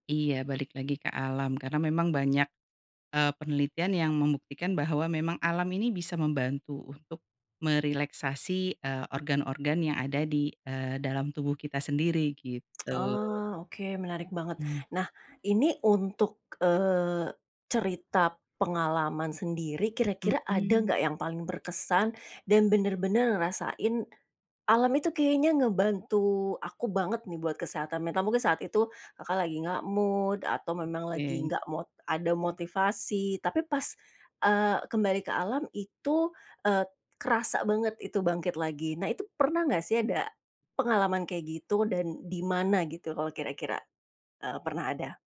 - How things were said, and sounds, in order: tsk; in English: "mood"
- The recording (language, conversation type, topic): Indonesian, podcast, Bagaimana alam membantu kesehatan mentalmu berdasarkan pengalamanmu?